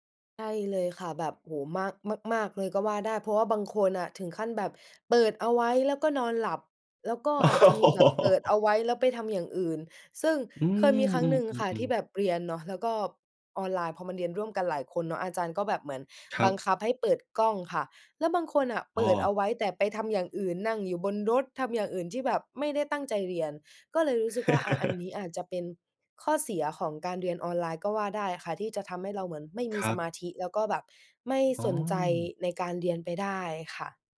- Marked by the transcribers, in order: laugh; chuckle
- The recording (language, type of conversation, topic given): Thai, podcast, เรียนออนไลน์กับเรียนในห้องเรียนต่างกันอย่างไรสำหรับคุณ?